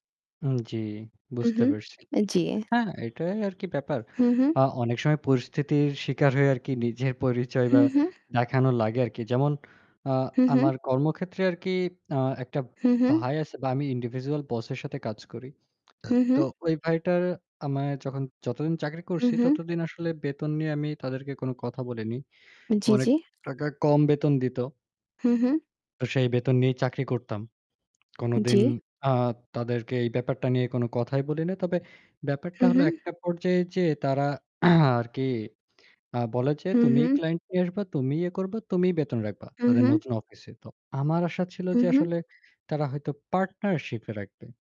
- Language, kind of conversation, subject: Bengali, unstructured, কেউ যদি আপনার পরিচয় ভুল বোঝে, আপনি কীভাবে প্রতিক্রিয়া দেখান?
- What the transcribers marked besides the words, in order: static; lip smack; other background noise; horn; other noise; distorted speech; throat clearing; tapping